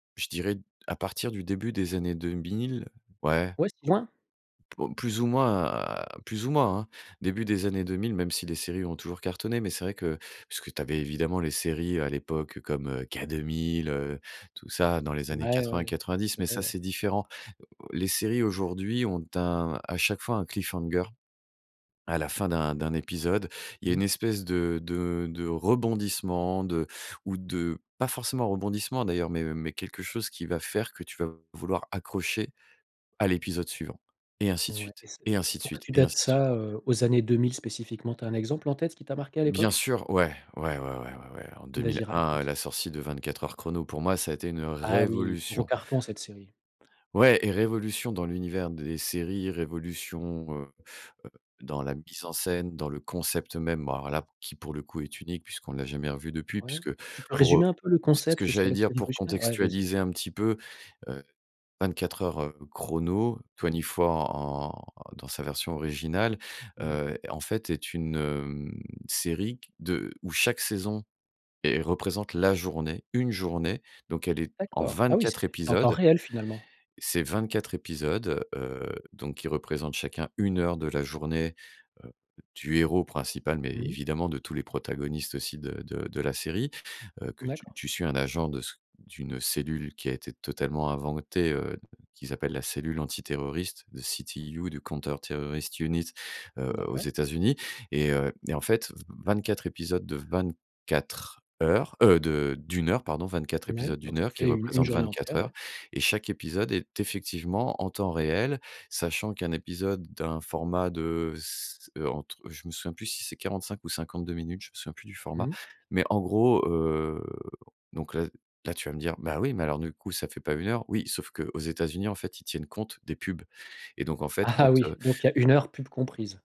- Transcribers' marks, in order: put-on voice: "cliffhanger"; stressed: "rebondissement"; tapping; stressed: "révolution"; put-on voice: "Twenty Four"; stressed: "la"; put-on voice: "CTU"; put-on voice: "Compter Terrorist Unit"; laughing while speaking: "Ah"
- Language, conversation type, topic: French, podcast, Pourquoi les séries étrangères cartonnent-elles aujourd’hui ?